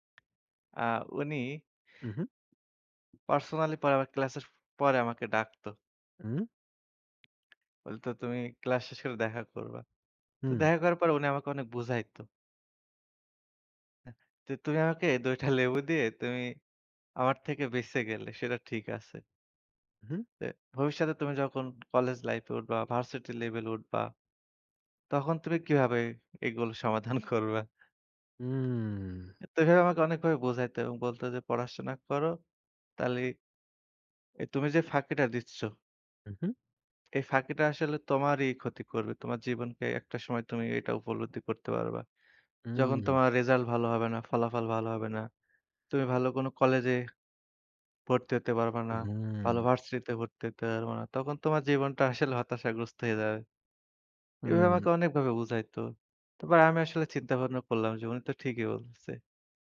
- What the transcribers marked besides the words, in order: laughing while speaking: "দুইটা লেবু"; laughing while speaking: "সমাধান করবা?"; drawn out: "হুম"
- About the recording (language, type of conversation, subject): Bengali, unstructured, তোমার প্রিয় শিক্ষক কে এবং কেন?